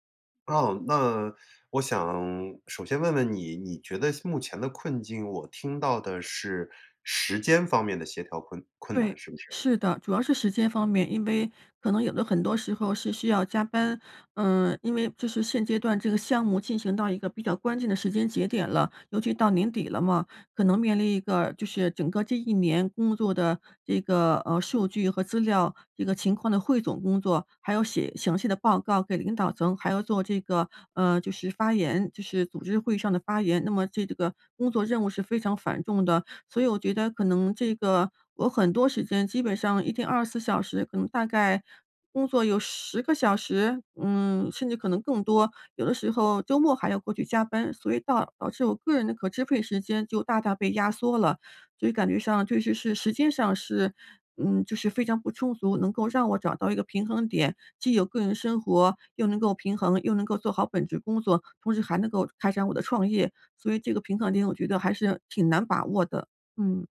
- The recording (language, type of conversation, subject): Chinese, advice, 平衡创业与个人生活
- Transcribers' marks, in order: none